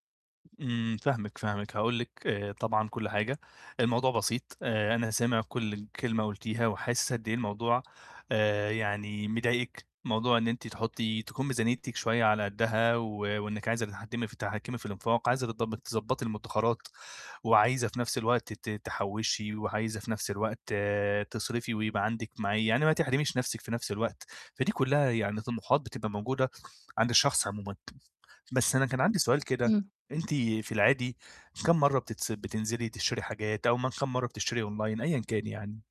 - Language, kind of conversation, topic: Arabic, advice, إزاي أحط ميزانية للتسوق وأتحكم في المصروفات عشان أتجنب الصرف الزيادة؟
- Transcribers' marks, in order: "تتحكمي" said as "تتحتمي"; other noise; in English: "online"